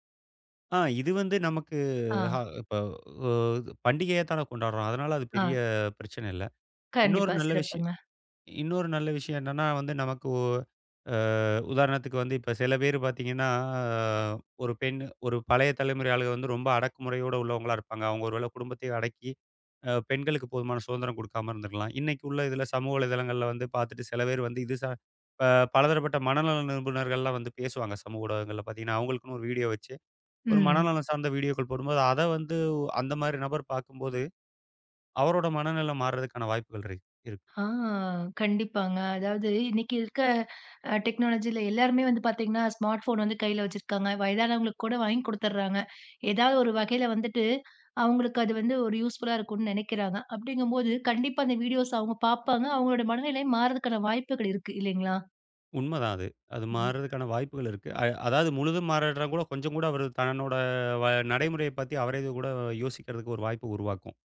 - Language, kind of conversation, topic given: Tamil, podcast, சமூக ஊடகங்கள் எந்த அளவுக்கு கலாச்சாரத்தை மாற்றக்கூடும்?
- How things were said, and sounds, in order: tapping; unintelligible speech; in English: "டெக்னாலஜில"; in English: "ஸ்மார்ட் ஃபோன்"; in English: "யூஸ்புல்லா"; drawn out: "ம்"; "மாறல்லேன்னா" said as "மாறல்டா"; drawn out: "தன்னோட"